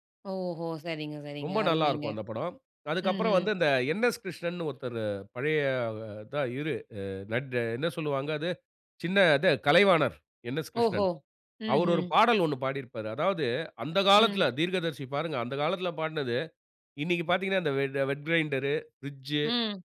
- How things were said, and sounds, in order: none
- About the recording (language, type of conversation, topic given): Tamil, podcast, ஒரு திரைப்படம் உங்களை சிந்திக்க வைத்ததா?